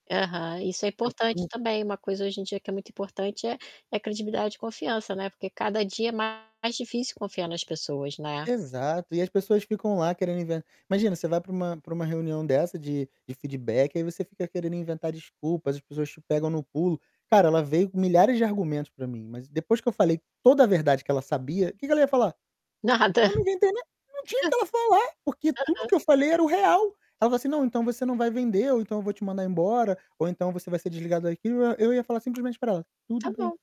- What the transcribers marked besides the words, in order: static; distorted speech; laughing while speaking: "Nada"; other background noise; tapping
- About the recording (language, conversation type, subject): Portuguese, podcast, Quais habilidades você achou mais transferíveis ao mudar de carreira?